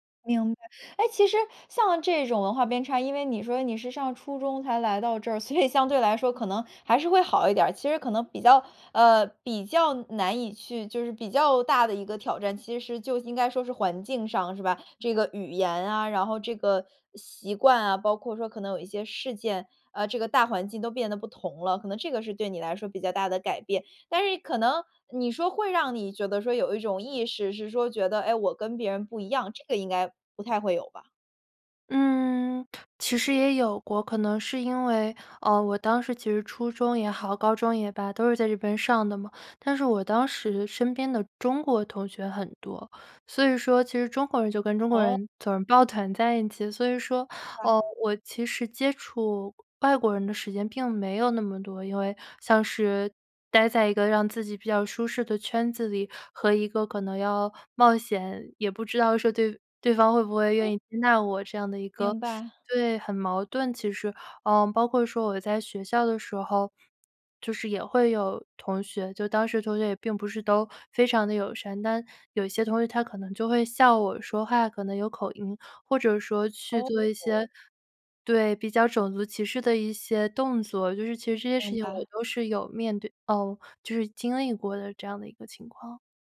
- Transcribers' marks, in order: "偏" said as "编"; laughing while speaking: "所以"; teeth sucking; other background noise
- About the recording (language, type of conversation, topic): Chinese, podcast, 你能分享一下你的多元文化成长经历吗？